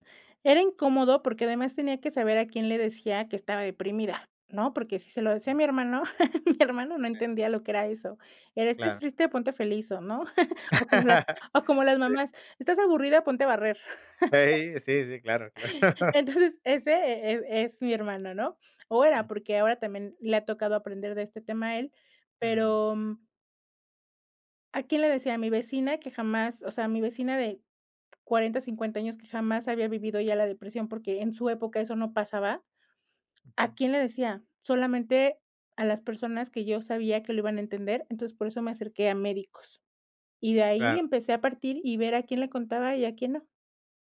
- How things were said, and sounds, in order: tapping; laugh; laughing while speaking: "mi"; laugh; chuckle; laughing while speaking: "claro"; chuckle; laughing while speaking: "Entonces"
- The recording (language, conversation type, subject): Spanish, podcast, ¿Cuál es la mejor forma de pedir ayuda?